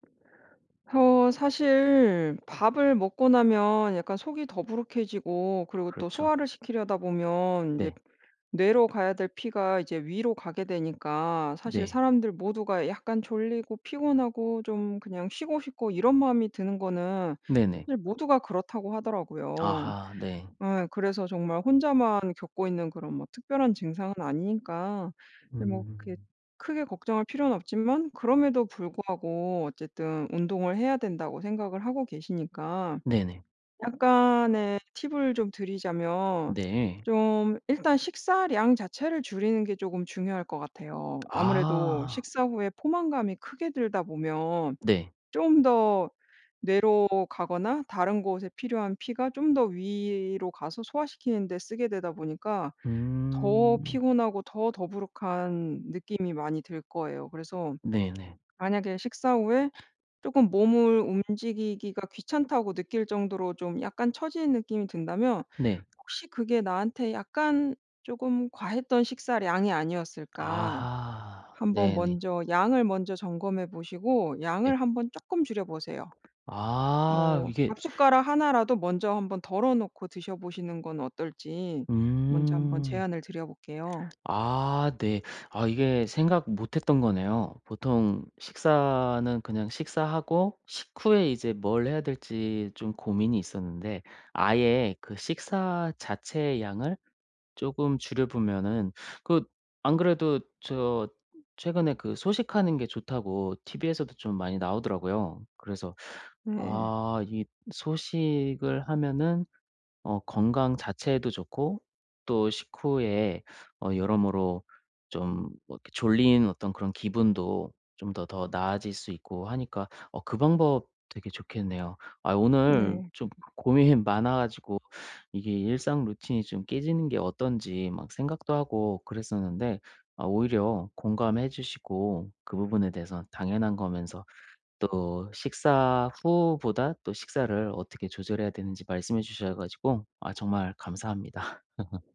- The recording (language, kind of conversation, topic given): Korean, advice, 일상 루틴을 꾸준히 유지하려면 무엇부터 시작하는 것이 좋을까요?
- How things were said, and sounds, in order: other background noise; tapping; laughing while speaking: "고민이"; laugh